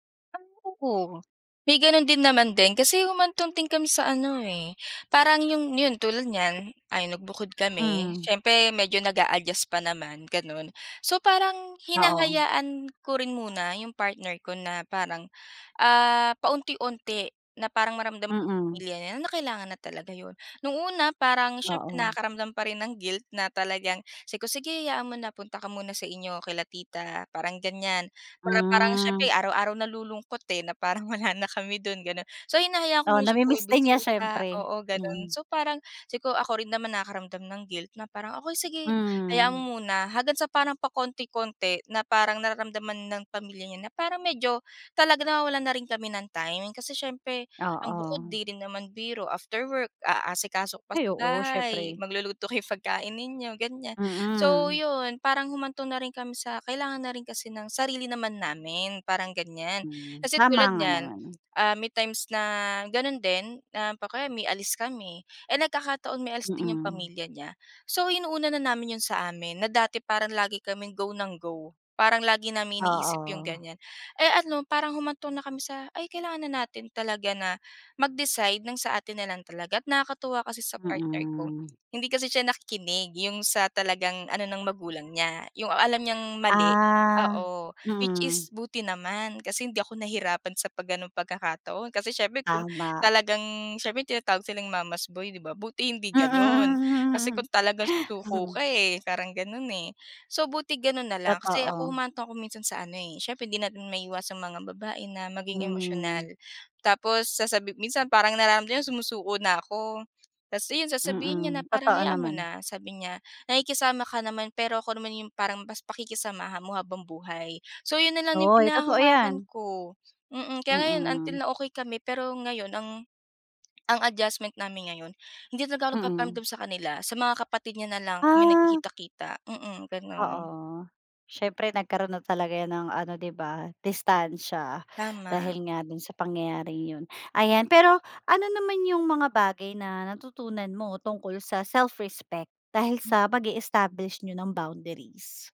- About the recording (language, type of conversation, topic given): Filipino, podcast, Ano ang ginagawa mo kapag kailangan mong ipaglaban ang personal mong hangganan sa pamilya?
- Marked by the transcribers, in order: gasp; gasp; gasp; gasp; gasp; joyful: "na parang wala na kami do'n"; gasp; gasp; unintelligible speech; gasp; gasp; gasp; gasp; gasp; gasp; gasp; "pinanghahawakan" said as "pinahahawakan"; gasp; gasp